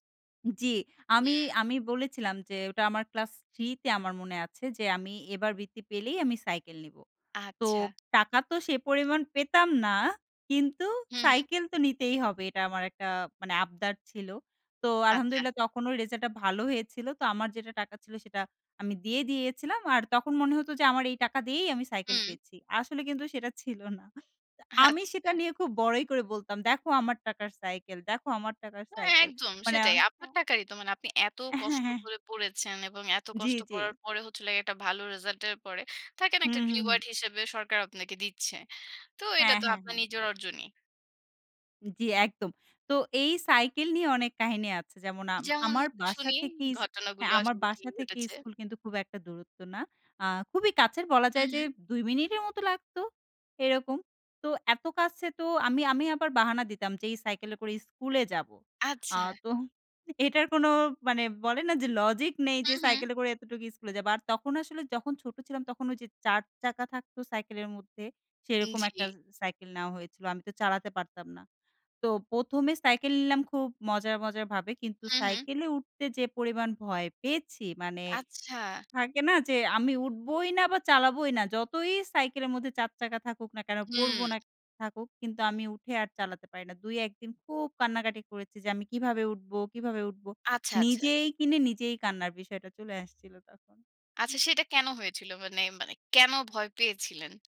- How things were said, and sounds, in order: in Arabic: "الحمد لله"; laughing while speaking: "ছিল না"; chuckle; in English: "Reward"; laughing while speaking: "এটার কোনো মানে বলে না … এতটুকু স্কুলে যাবো"
- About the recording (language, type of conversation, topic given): Bengali, podcast, শৈশবের কোনো মজার স্মৃতি কি শেয়ার করবেন?